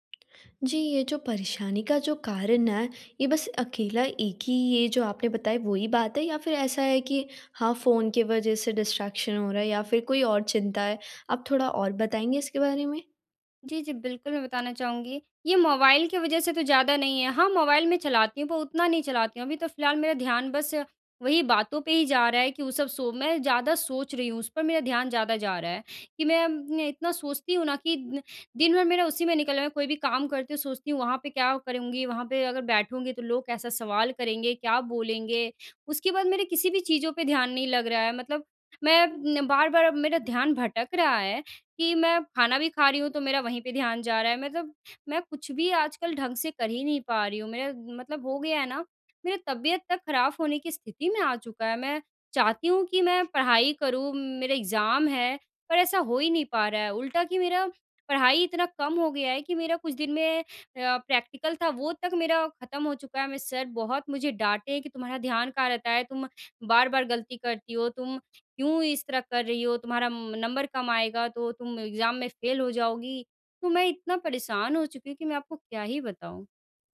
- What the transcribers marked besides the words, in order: in English: "डिस्ट्रैक्शन"; in English: "एग्ज़ाम"; in English: "प्रैक्टिकल"; in English: "एग्ज़ाम"
- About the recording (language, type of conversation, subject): Hindi, advice, मेरा ध्यान दिनभर बार-बार भटकता है, मैं साधारण कामों पर ध्यान कैसे बनाए रखूँ?